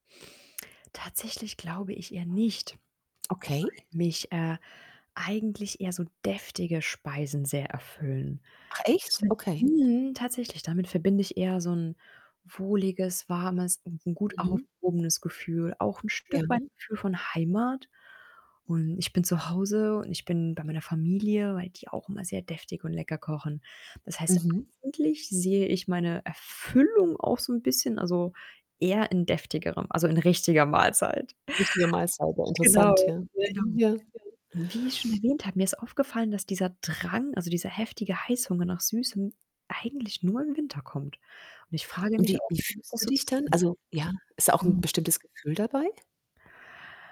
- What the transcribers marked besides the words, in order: static; other background noise; distorted speech; tapping
- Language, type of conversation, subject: German, advice, Warum habe ich trotz meiner Bemühungen, gesünder zu essen, ständig Heißhunger auf Süßes?